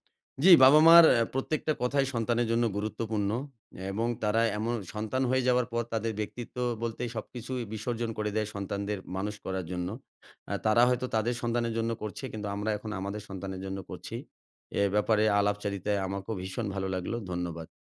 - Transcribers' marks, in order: other background noise
- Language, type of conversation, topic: Bengali, podcast, কোন মা-বাবার কথা এখন আপনাকে বেশি ছুঁয়ে যায়?